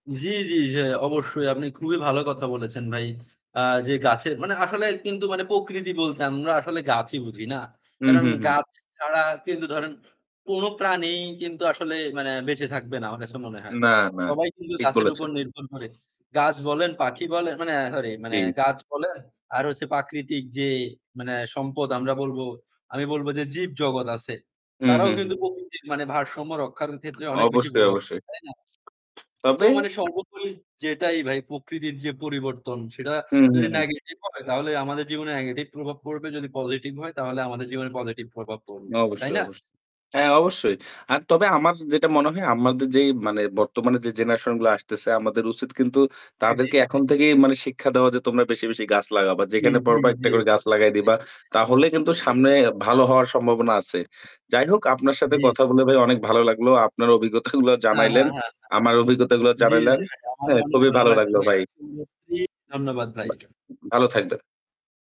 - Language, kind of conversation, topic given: Bengali, unstructured, প্রকৃতির পরিবর্তন আমাদের জীবনে কী প্রভাব ফেলে?
- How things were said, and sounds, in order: static; tapping; other background noise; distorted speech; unintelligible speech; scoff; unintelligible speech